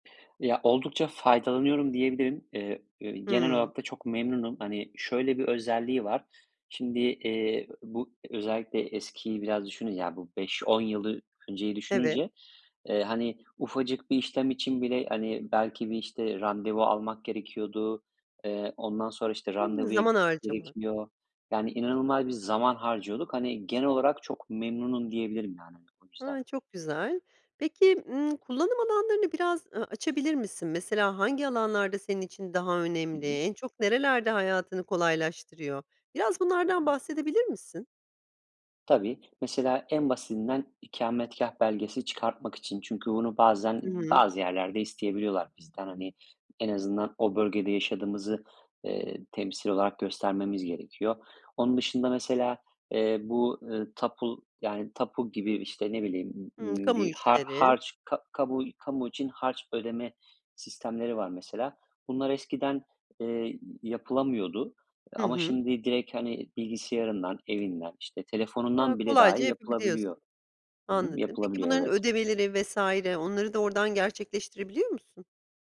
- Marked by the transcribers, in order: other background noise; tapping
- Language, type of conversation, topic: Turkish, podcast, E-devlet ve çevrim içi kamu hizmetleri hakkında ne düşünüyorsun?